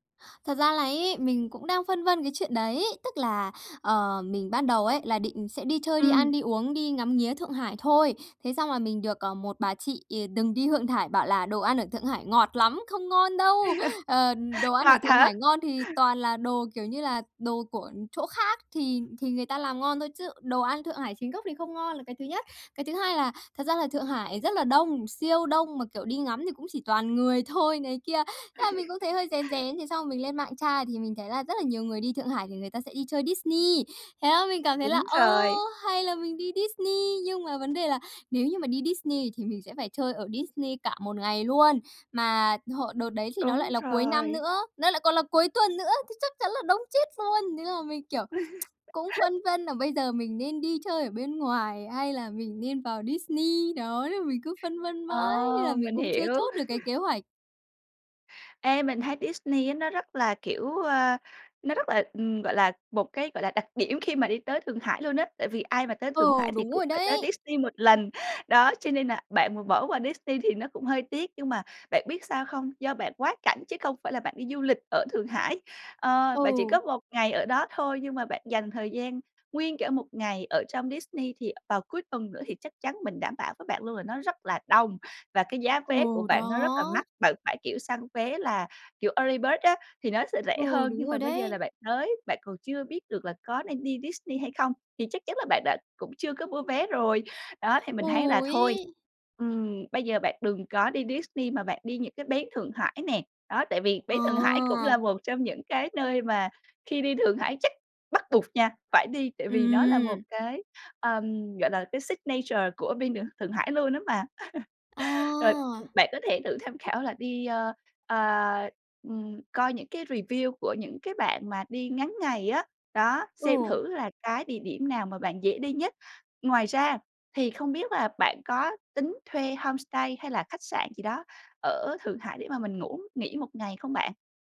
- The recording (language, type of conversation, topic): Vietnamese, advice, Làm sao để giảm bớt căng thẳng khi đi du lịch xa?
- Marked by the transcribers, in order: laugh; other background noise; laugh; laugh; tsk; chuckle; in English: "Early Bird"; tapping; in English: "signature"; laugh; other noise; in English: "review"; in English: "homestay"